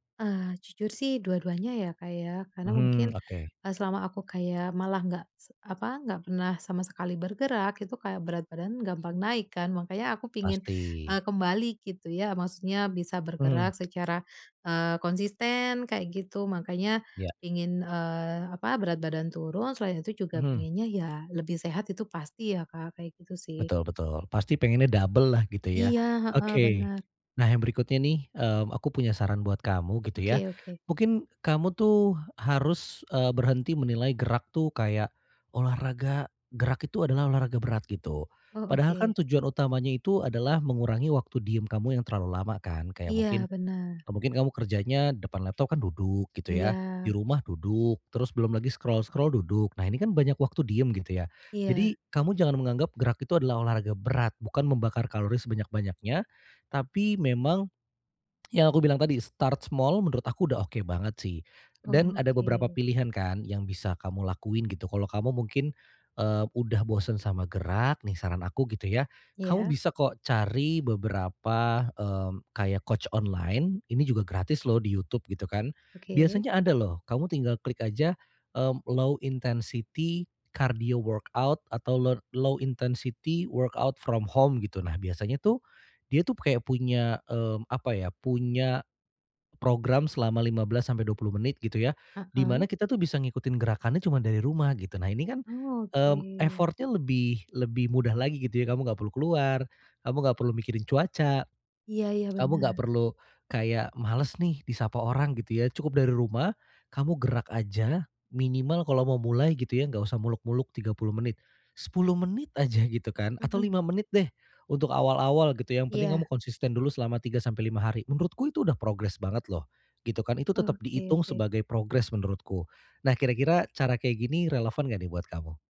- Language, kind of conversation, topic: Indonesian, advice, Bagaimana cara tetap termotivasi untuk lebih sering bergerak setiap hari?
- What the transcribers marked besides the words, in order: in English: "scroll-scroll"; in English: "start small"; in English: "coach online"; in English: "low intensity, cardio workout"; in English: "low intensity workout from home"; in English: "effort-nya"